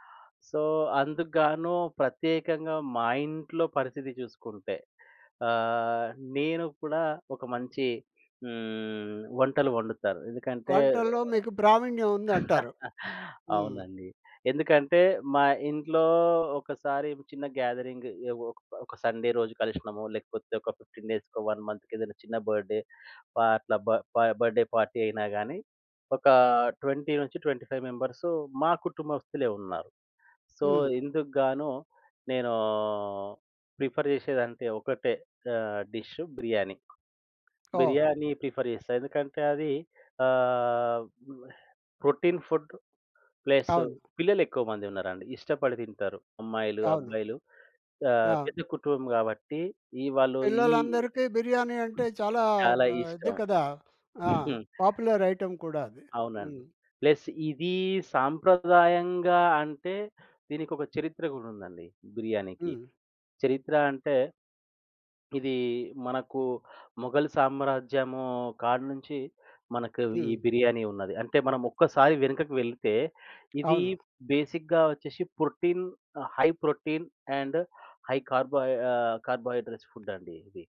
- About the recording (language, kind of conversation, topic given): Telugu, podcast, మీ వంటసంప్రదాయం గురించి వివరంగా చెప్పగలరా?
- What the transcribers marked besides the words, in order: in English: "సో"; chuckle; in English: "గ్యాదరింగ్"; in English: "సండే"; in English: "ఫిఫ్టీన్ డేస్‌కో, వన్ మంత్‌కో"; in English: "బర్త్‌డే"; in English: "బ బర్త్‌డే పార్టీ"; in English: "ట్వెంటీ"; in English: "ట్వెంటీ ఫైవ్"; in English: "సో"; in English: "ప్రిఫర్"; other background noise; in English: "ప్రిఫర్"; in English: "ప్రోటీన్ ఫుడ్, ప్లస్"; chuckle; in English: "పాపులర్ ఐటెమ్"; in English: "ప్లస్"; in English: "బేసిక్‌గా"; in English: "ప్రోటీన్, హై ప్రోటీన్ అండ్ హై కార్బో"; in English: "కార్బోహైడ్రేట్స్ ఫుడ్"